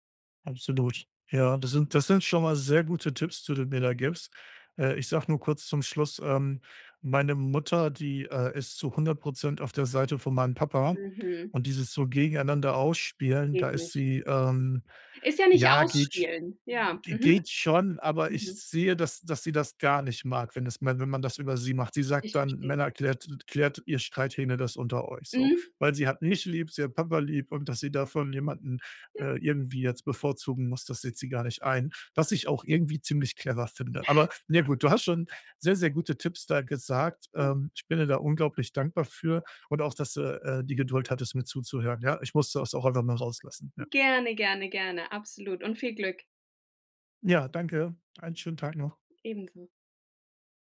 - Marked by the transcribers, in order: other noise; other background noise; unintelligible speech; unintelligible speech
- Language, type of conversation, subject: German, advice, Wie kann ich trotz anhaltender Spannungen die Beziehungen in meiner Familie pflegen?